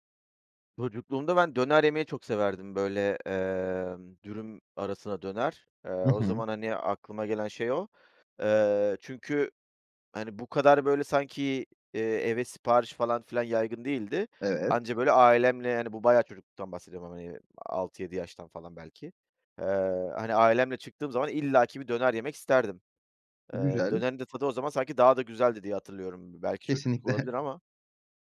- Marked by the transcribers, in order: unintelligible speech; other background noise; laughing while speaking: "Kesinlikle"
- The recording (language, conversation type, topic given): Turkish, podcast, Çocukluğundaki en unutulmaz yemek anını anlatır mısın?